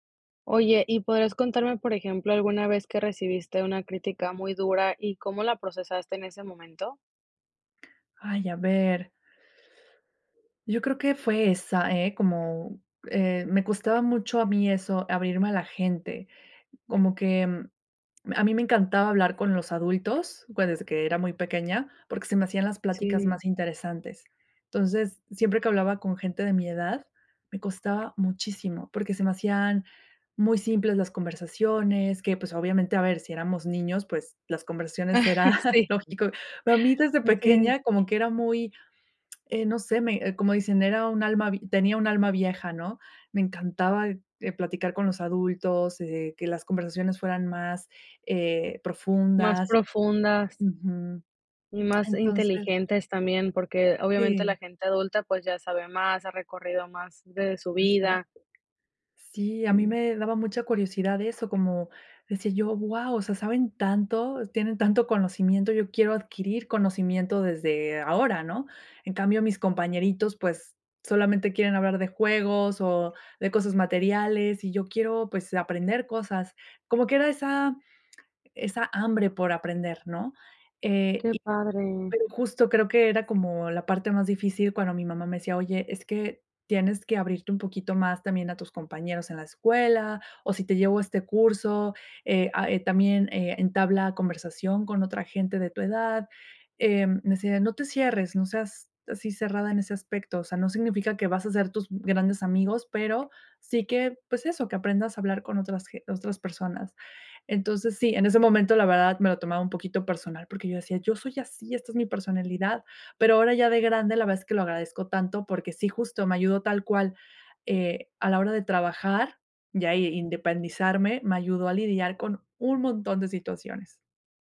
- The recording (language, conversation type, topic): Spanish, podcast, ¿Cómo manejas la retroalimentación difícil sin tomártela personal?
- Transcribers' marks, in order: chuckle; tapping; chuckle